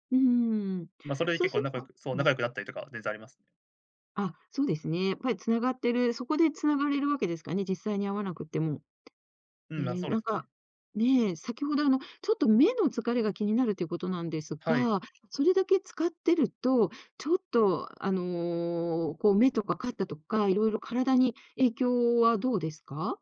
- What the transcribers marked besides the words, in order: other background noise
- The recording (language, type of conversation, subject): Japanese, podcast, スマホと上手に付き合うために、普段どんな工夫をしていますか？